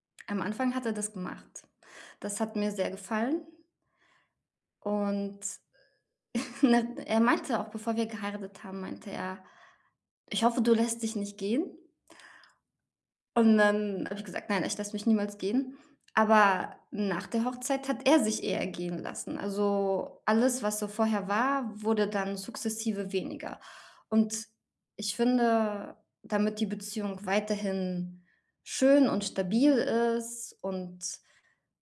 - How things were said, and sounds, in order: chuckle; stressed: "er"
- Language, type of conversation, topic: German, advice, Wie können wir wiederkehrende Streits über Kleinigkeiten endlich lösen?